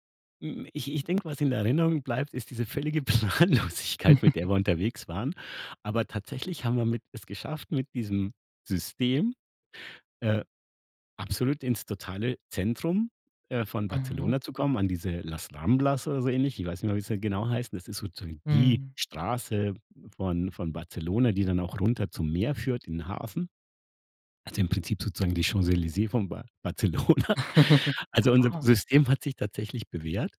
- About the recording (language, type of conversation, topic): German, podcast, Gibt es eine Reise, die dir heute noch viel bedeutet?
- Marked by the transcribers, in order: laughing while speaking: "Planlosigkeit"; giggle; stressed: "die"; laughing while speaking: "Barcelona"; giggle